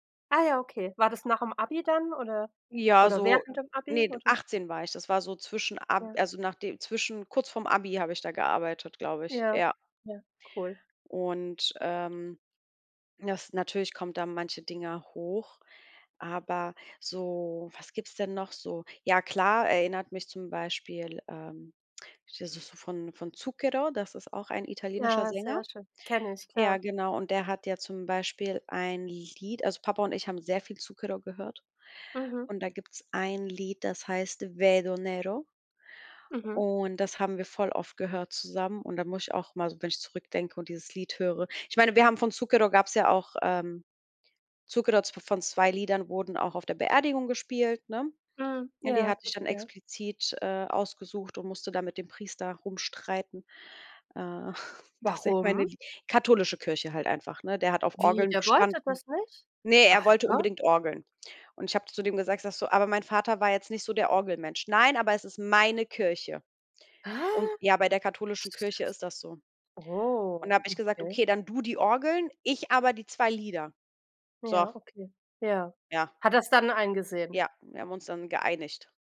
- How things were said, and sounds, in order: put-on voice: "Zucchero"; put-on voice: "Vedo Nero"; put-on voice: "Zucchero"; put-on voice: "Zucchero"; chuckle; stressed: "meine"; unintelligible speech; drawn out: "Oh"
- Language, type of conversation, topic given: German, unstructured, Gibt es ein Lied, das dich an eine bestimmte Zeit erinnert?